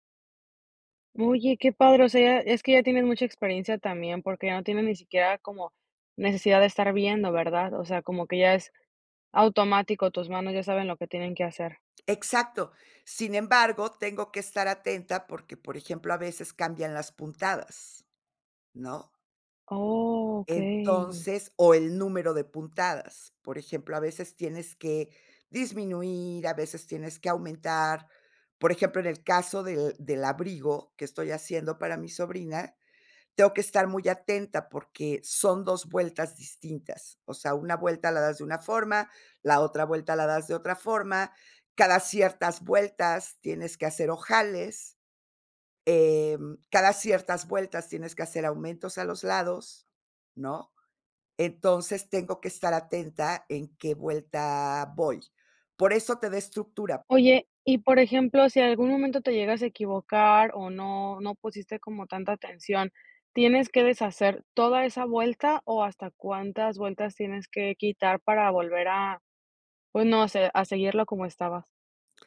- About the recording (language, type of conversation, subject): Spanish, podcast, ¿Cómo encuentras tiempo para crear entre tus obligaciones?
- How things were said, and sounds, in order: other background noise